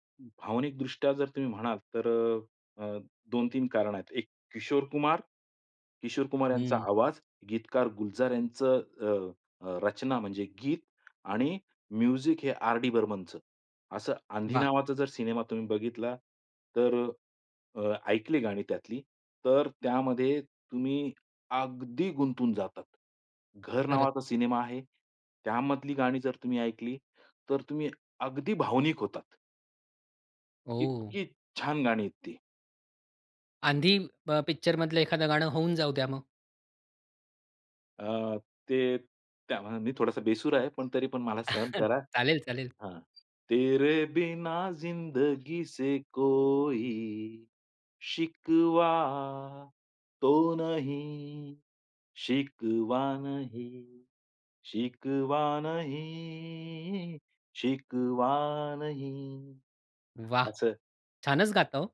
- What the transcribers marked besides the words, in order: in English: "म्युझिक"; chuckle; singing: "तेरे बिना जिंदगी से कोई … नहीं शिकवा नहीं"
- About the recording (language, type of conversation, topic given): Marathi, podcast, कोणत्या कलाकाराचं संगीत तुला विशेष भावतं आणि का?